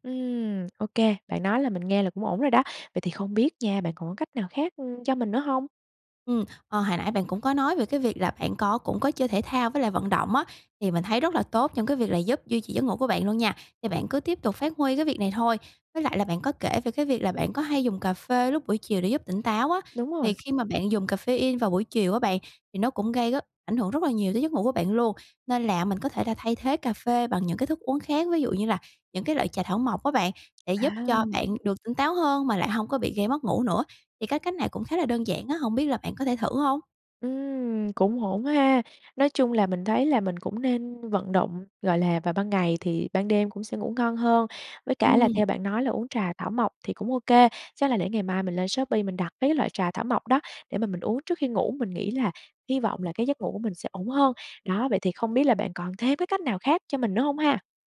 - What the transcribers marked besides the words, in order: tapping
- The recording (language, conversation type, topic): Vietnamese, advice, Tại sao tôi cứ thức dậy mệt mỏi dù đã ngủ đủ giờ mỗi đêm?